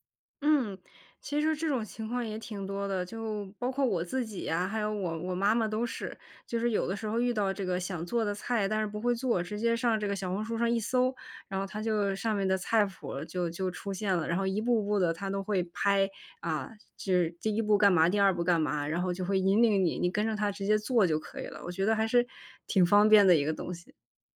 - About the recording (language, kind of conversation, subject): Chinese, podcast, 短视频是否改变了人们的注意力，你怎么看？
- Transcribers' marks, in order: none